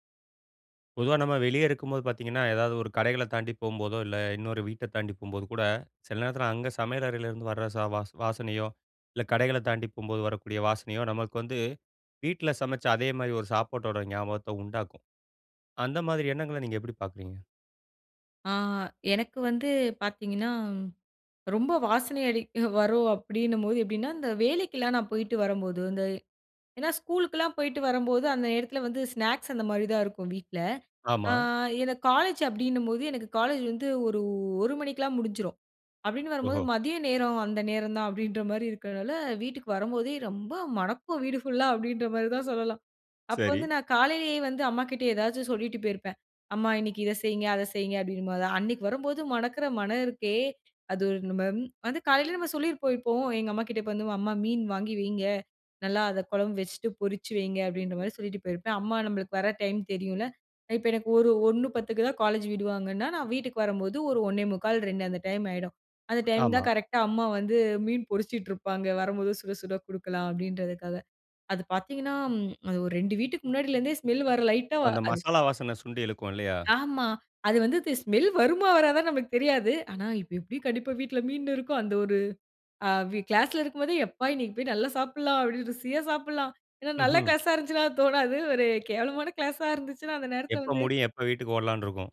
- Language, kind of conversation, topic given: Tamil, podcast, வீட்டில் பரவும் ருசிகரமான வாசனை உங்களுக்கு எவ்வளவு மகிழ்ச்சி தருகிறது?
- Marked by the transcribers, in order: "மணக்கும்" said as "மடக்கும்"; laughing while speaking: "மாதிரி தான் சொல்லலாம்"; laughing while speaking: "எப்பா இன்னைக்கு போய் நல்லா சாப்பிடலாம் … அந்த நேரத்தில வந்து"